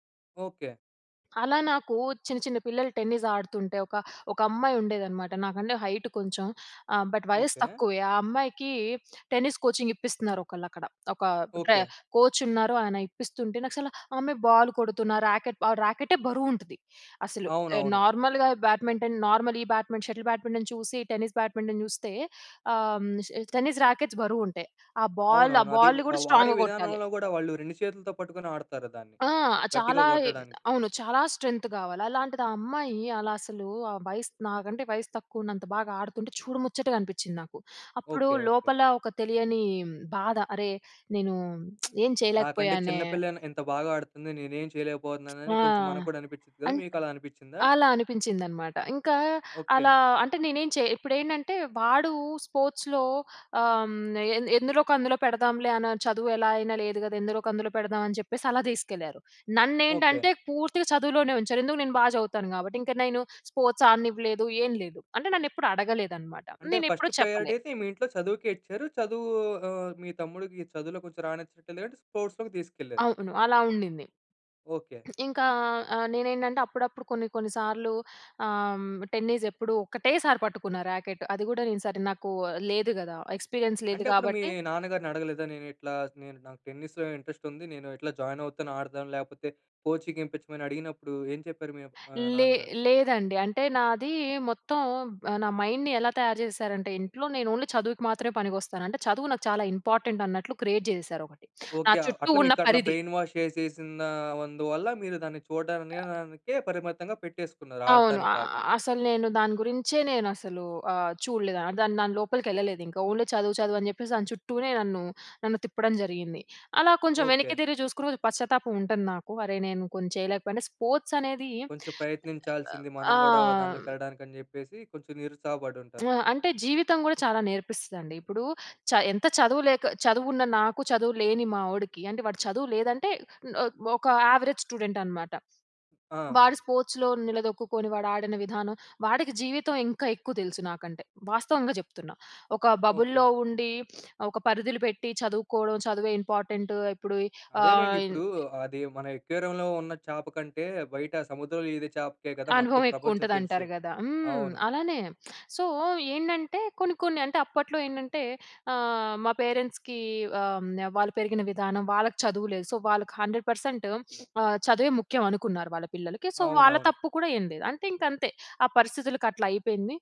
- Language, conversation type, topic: Telugu, podcast, చిన్నప్పుడే మీకు ఇష్టమైన ఆట ఏది, ఎందుకు?
- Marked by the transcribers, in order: in English: "టెన్నిస్"; in English: "హైట్"; in English: "బట్"; in English: "టెన్నిస్ కోచింగ్"; in English: "కోచ్"; in English: "బాల్"; in English: "రాకెట్"; in English: "నార్మల్‍గా బ్యాడ్మింటన్ నార్మల్"; in English: "బ్యాట్మింటన్ షటిల్ బ్యాడ్మింటన్"; in English: "టెన్నిస్ బ్యాడ్మింటన్"; in English: "టెన్నిస్ రాకెట్స్"; in English: "బాల్"; in English: "బాల్‍ని"; in English: "స్ట్రాంగ్‌గా"; in English: "స్ట్రెంగ్త్"; lip smack; tapping; in English: "స్పోర్ట్స్‌లో"; in English: "స్పోర్ట్స్"; in English: "ఫస్ట్ ప్రయారిటీ"; in English: "స్పోర్ట్స్‌లోకి"; in English: "టెన్నిస్"; in English: "రాకెట్"; in English: "ఎక్స్పీరియన్స్"; in English: "టెన్నిస్‌లో ఇంట్రెస్ట్"; in English: "జాయిన్"; in English: "కోచింగ్"; in English: "మైండ్‌ని"; in English: "ఓన్లీ"; in English: "ఇంపార్టెంట్"; in English: "క్రియేట్"; in English: "బ్రెయిన్ వాష్"; other background noise; unintelligible speech; in English: "ఓన్లీ"; in English: "స్పోర్ట్స్"; in English: "యావరేజ్ స్టూడెంట్"; in English: "స్పోర్ట్స్‌లో"; in English: "బబుల్‌లో"; sniff; in English: "అక్వేరియంలో"; in English: "సో"; in English: "పేరెంట్స్‌కి"; in English: "సో"; in English: "హండ్రెడ్ పర్సెంట్"; sniff; in English: "సో"